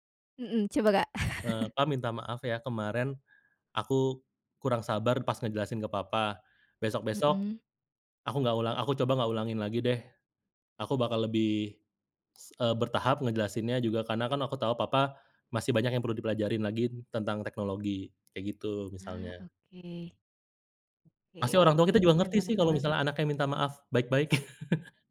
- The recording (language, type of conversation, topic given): Indonesian, podcast, Bagaimana cara Anda meminta maaf dengan tulus?
- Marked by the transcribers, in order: laugh; tapping; laugh